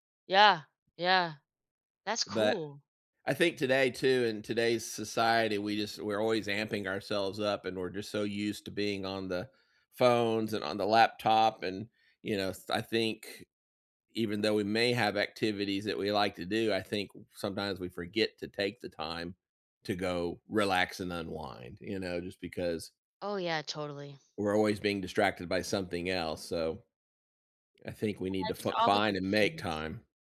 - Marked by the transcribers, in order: none
- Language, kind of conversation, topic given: English, unstructured, What is your favorite activity for relaxing and unwinding?
- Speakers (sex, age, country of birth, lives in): female, 30-34, United States, United States; male, 60-64, United States, United States